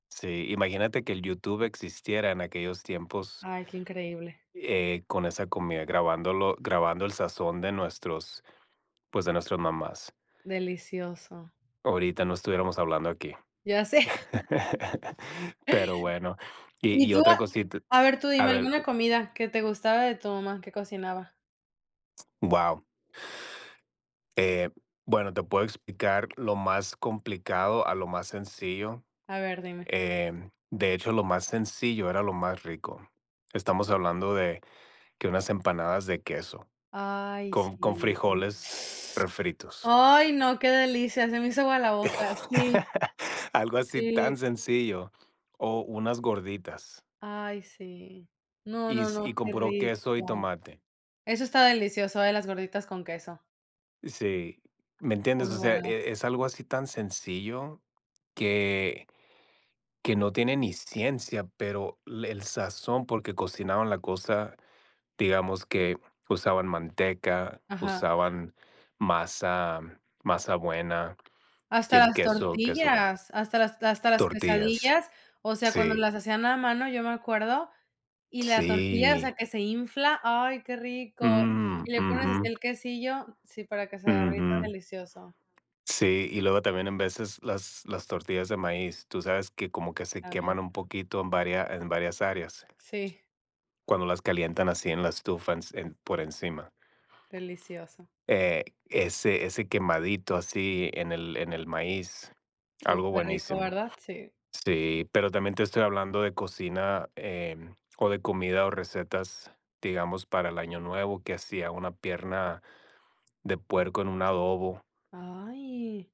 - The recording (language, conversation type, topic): Spanish, unstructured, ¿Cómo recuerdas a alguien que ya no está aquí?
- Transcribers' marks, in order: laughing while speaking: "sé"; laugh; tapping; other background noise; teeth sucking; laugh; laughing while speaking: "Sí"; drawn out: "Ay"